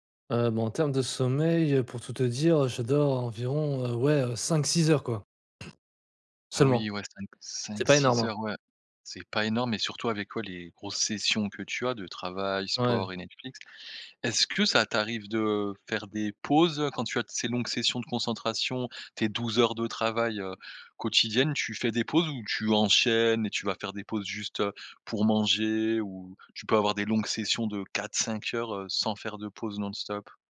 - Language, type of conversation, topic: French, advice, Comment prévenir la fatigue mentale et le burn-out après de longues sessions de concentration ?
- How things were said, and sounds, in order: other background noise